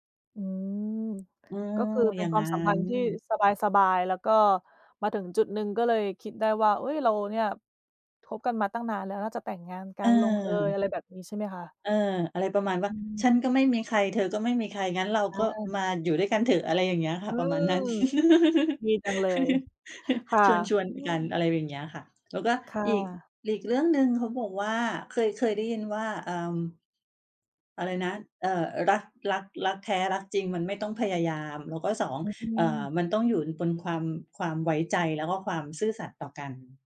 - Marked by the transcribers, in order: tapping; background speech; other background noise; chuckle
- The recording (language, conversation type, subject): Thai, unstructured, คุณคิดว่าอะไรทำให้ความรักยืนยาว?